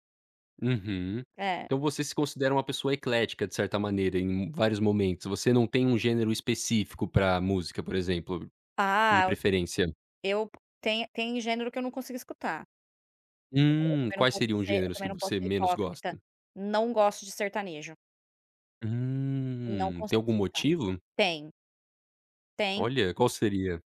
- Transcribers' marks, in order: none
- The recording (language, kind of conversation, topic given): Portuguese, podcast, Como a internet mudou a forma de descobrir música?